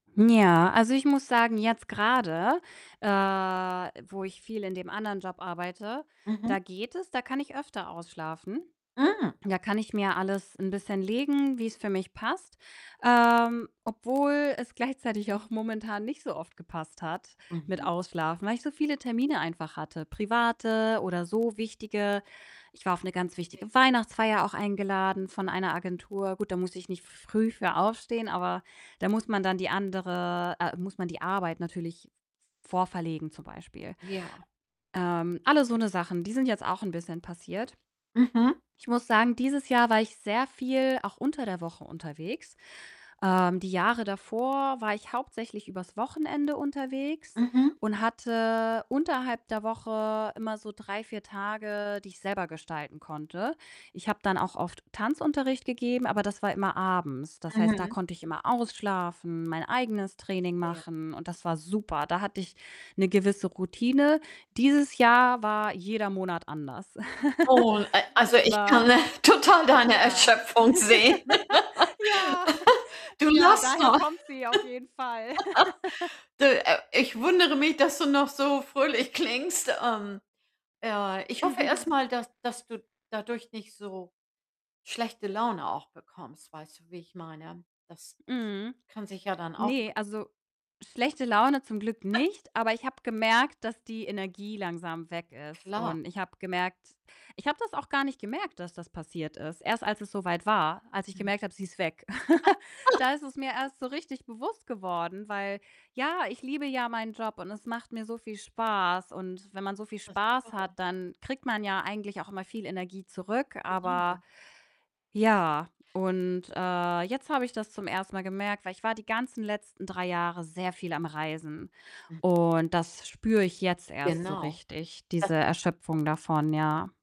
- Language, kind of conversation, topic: German, advice, Wie kann ich meine mentale Erschöpfung vor wichtigen Aufgaben reduzieren?
- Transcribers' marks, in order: distorted speech; drawn out: "äh"; laughing while speaking: "gleichzeitig auch"; static; laughing while speaking: "total deine Erschöpfung sehen"; laugh; chuckle; laugh; other background noise; laughing while speaking: "klingst"; chuckle; snort; laugh; chuckle; unintelligible speech; unintelligible speech